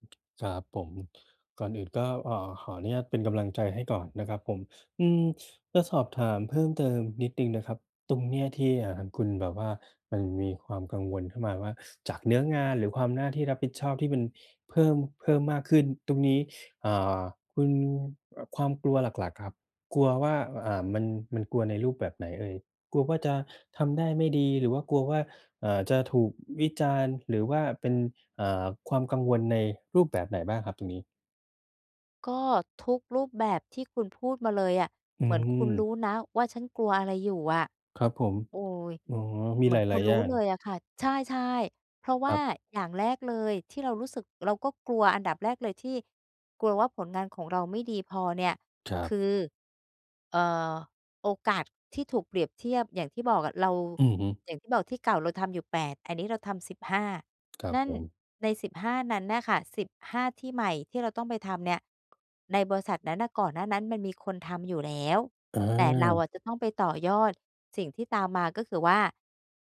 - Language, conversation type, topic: Thai, advice, จะเริ่มลงมือทำงานอย่างไรเมื่อกลัวว่าผลงานจะไม่ดีพอ?
- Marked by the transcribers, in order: other background noise